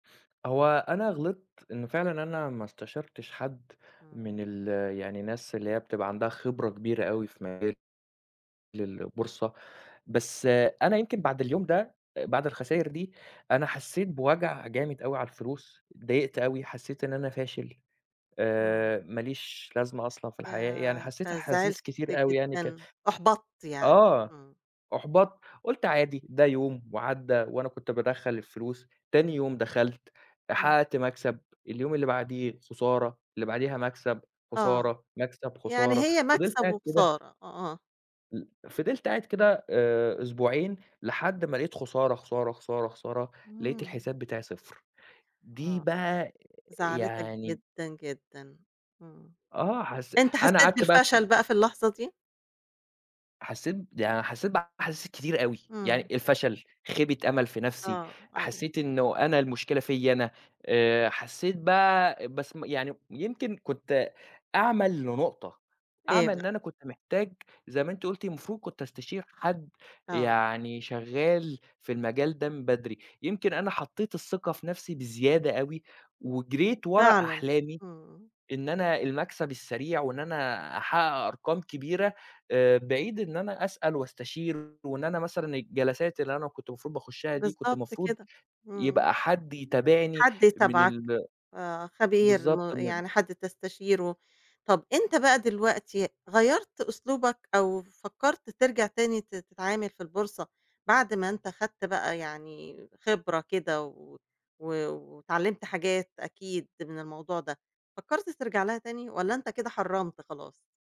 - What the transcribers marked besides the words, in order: tapping; other noise; unintelligible speech
- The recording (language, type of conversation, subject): Arabic, podcast, إزاي بتتعامل مع خيبة الأمل لما تفشل وتبدأ تتعلم من جديد؟